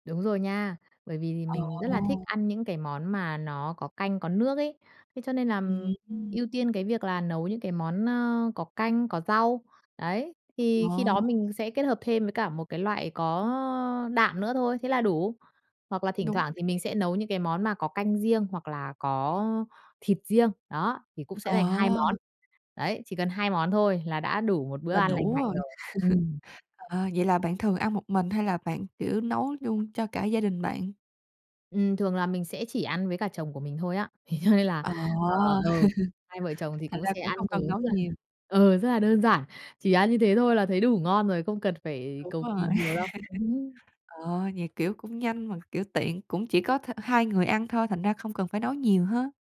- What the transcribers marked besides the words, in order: tapping; laugh; "luôn" said as "duôn"; laugh; laughing while speaking: "Thế cho nên là"; laugh
- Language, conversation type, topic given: Vietnamese, podcast, Bạn làm thế nào để chuẩn bị một bữa ăn vừa nhanh vừa lành mạnh?